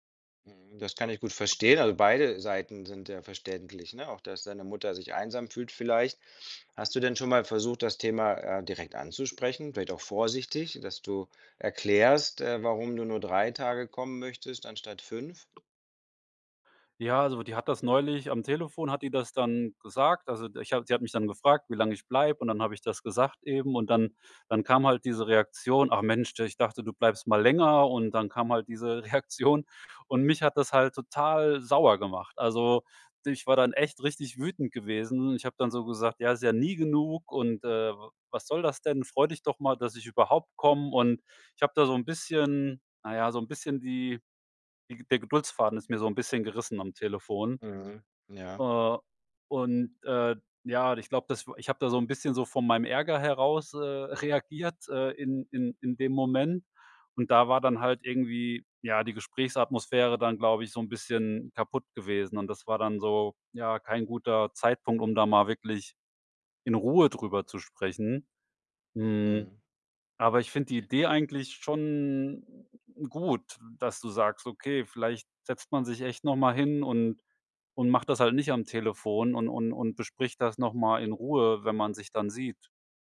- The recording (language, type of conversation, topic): German, advice, Wie kann ich einen Streit über die Feiertagsplanung und den Kontakt zu Familienmitgliedern klären?
- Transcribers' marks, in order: other background noise; laughing while speaking: "Reaktion"; stressed: "nie"; laughing while speaking: "reagiert"